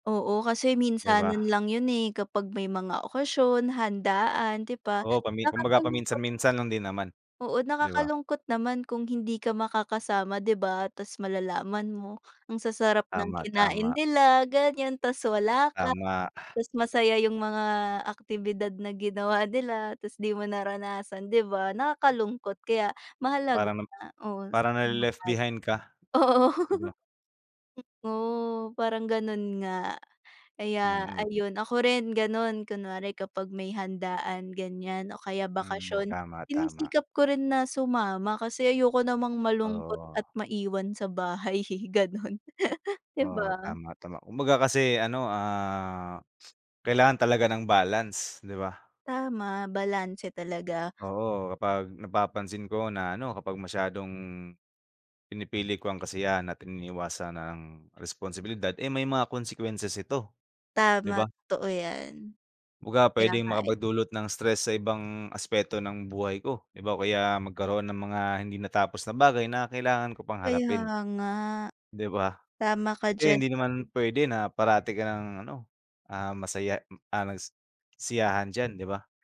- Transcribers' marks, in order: unintelligible speech; laughing while speaking: "Oo"; laughing while speaking: "bahay eh, ganun"
- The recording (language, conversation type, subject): Filipino, unstructured, Ano ang mas mahalaga, kasiyahan o responsibilidad?
- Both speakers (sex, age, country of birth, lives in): female, 20-24, Philippines, Philippines; male, 25-29, Philippines, Philippines